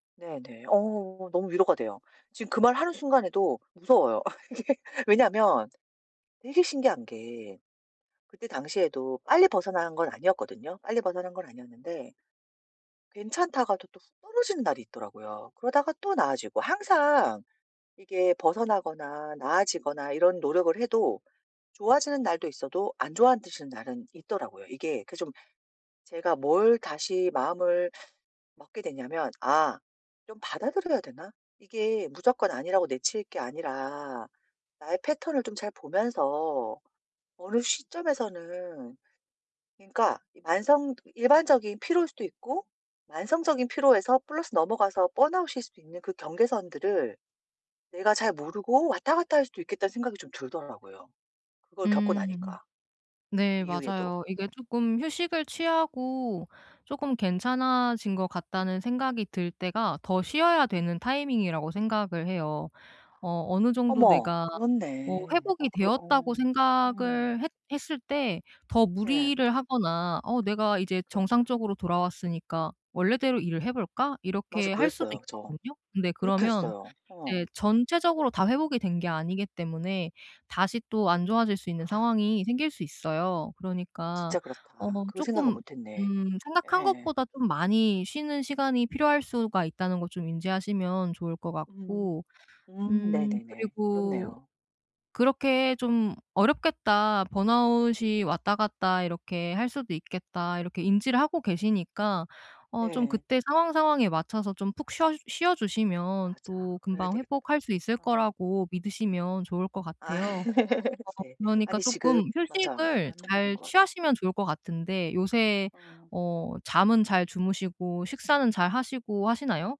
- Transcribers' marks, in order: laughing while speaking: "어 그게"; tapping; laugh
- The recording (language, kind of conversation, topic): Korean, advice, 요즘 느끼는 피로가 일시적인 피곤인지 만성 번아웃인지 어떻게 구분할 수 있나요?